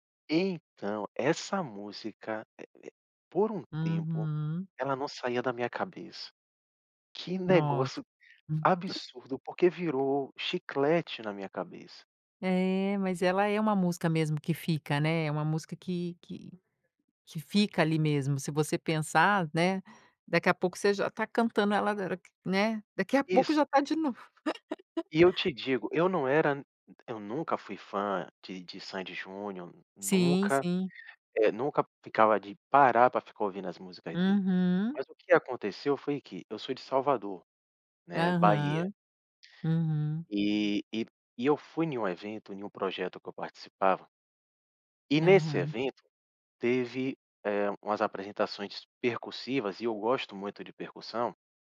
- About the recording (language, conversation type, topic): Portuguese, podcast, O que faz você sentir que uma música é sua?
- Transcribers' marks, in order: laugh